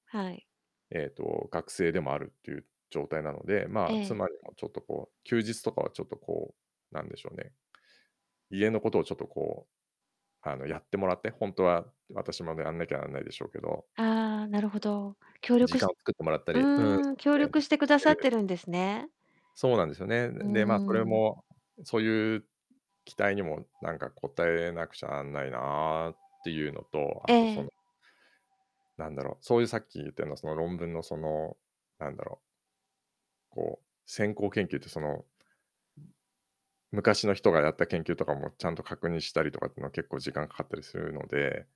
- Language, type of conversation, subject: Japanese, advice, 仕事で昇進や成果を期待されるプレッシャーをどのように感じていますか？
- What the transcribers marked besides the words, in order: distorted speech; siren